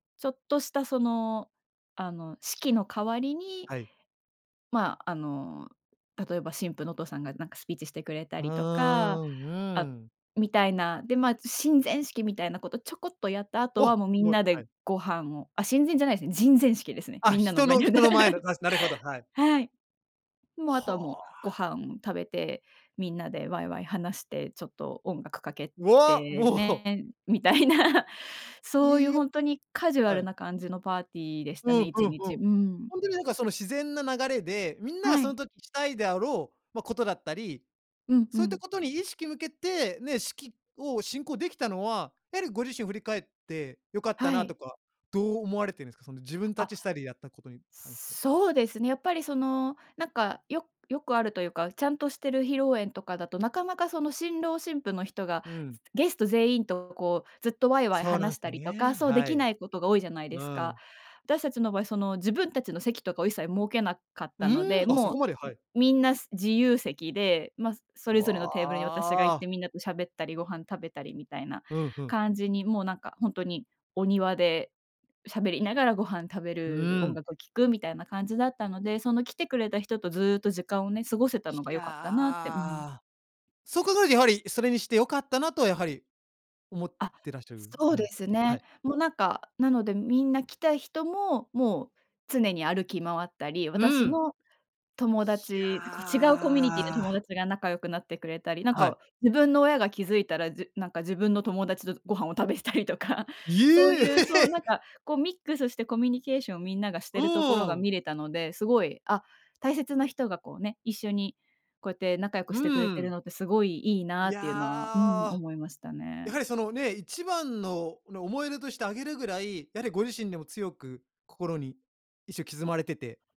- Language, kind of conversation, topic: Japanese, podcast, 家族との思い出で一番心に残っていることは？
- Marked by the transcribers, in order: laugh; other background noise; laughing while speaking: "もう"; laughing while speaking: "たいな"; laughing while speaking: "食べてたりとか"; chuckle